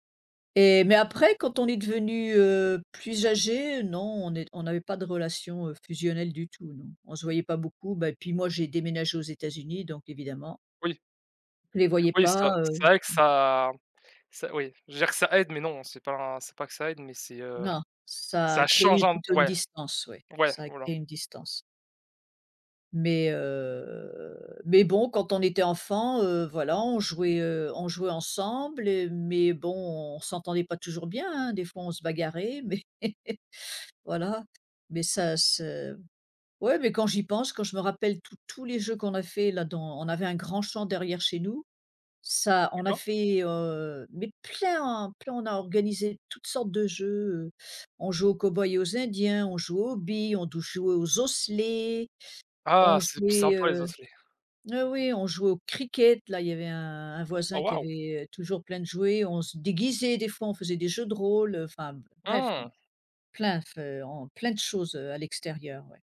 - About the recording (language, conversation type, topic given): French, unstructured, Quels souvenirs d’enfance te rendent encore nostalgique aujourd’hui ?
- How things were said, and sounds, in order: other background noise; drawn out: "heu"; laughing while speaking: "mais"